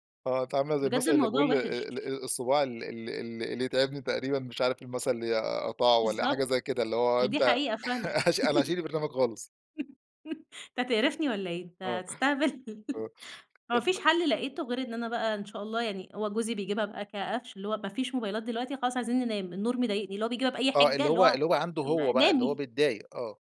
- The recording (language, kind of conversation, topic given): Arabic, podcast, شو تأثير الشاشات قبل النوم وإزاي نقلّل استخدامها؟
- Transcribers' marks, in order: laugh; laugh